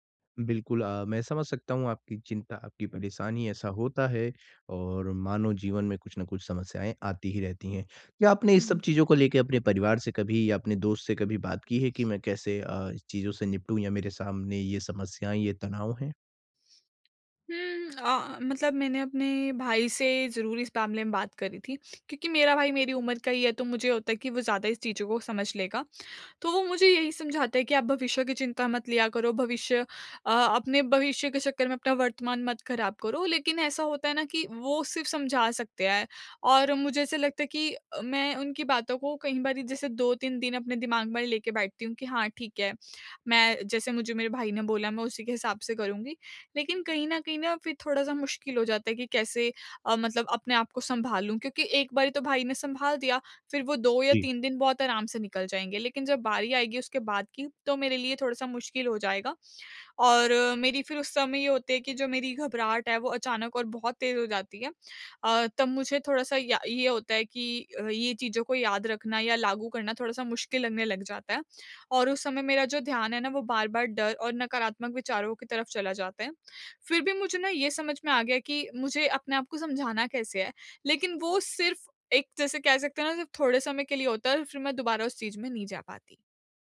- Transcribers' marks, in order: tapping
- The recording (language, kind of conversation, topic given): Hindi, advice, तनाव अचानक आए तो मैं कैसे जल्दी शांत और उपस्थित रहूँ?